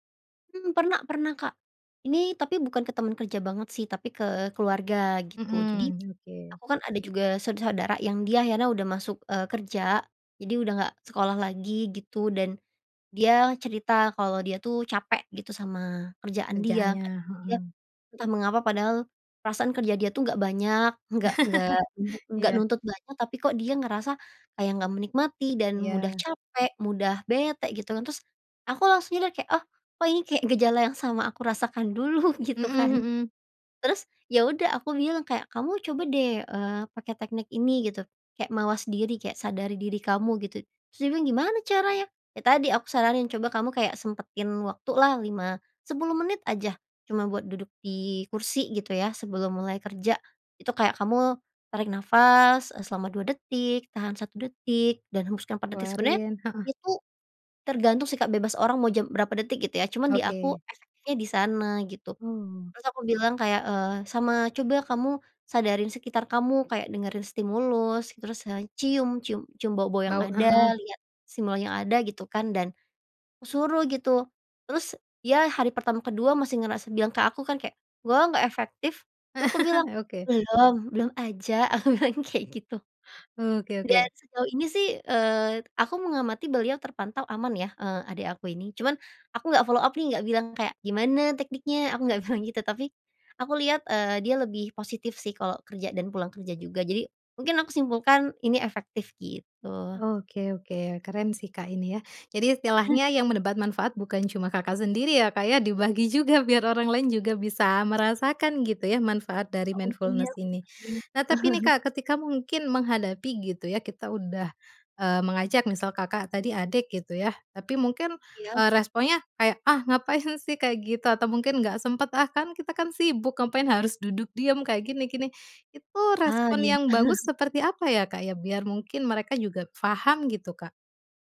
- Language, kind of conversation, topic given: Indonesian, podcast, Bagaimana mindfulness dapat membantu saat bekerja atau belajar?
- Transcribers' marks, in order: chuckle; laughing while speaking: "dulu gitu, kan"; chuckle; laughing while speaking: "Aku bilang kayak gitu"; in English: "follow up"; chuckle; in English: "mindfulness"; chuckle; chuckle; tapping